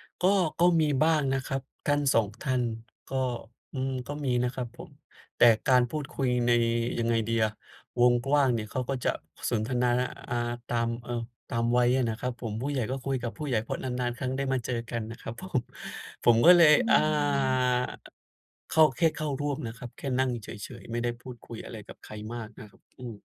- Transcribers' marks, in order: laughing while speaking: "ผม"
- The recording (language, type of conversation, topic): Thai, advice, ฉันรู้สึกกดดันในช่วงเทศกาลและวันหยุด ควรทำอย่างไร?
- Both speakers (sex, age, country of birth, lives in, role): female, 55-59, Thailand, Thailand, advisor; male, 30-34, Indonesia, Indonesia, user